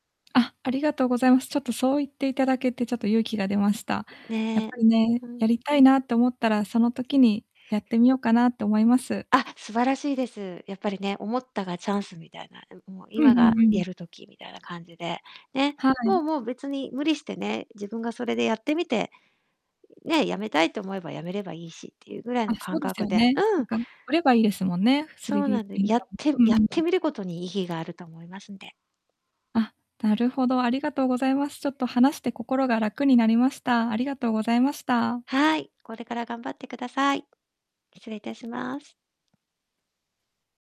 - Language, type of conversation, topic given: Japanese, advice, 新プロジェクトの方向性を決められず、前に進めないときはどうすればよいですか？
- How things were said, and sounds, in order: distorted speech; tapping; other noise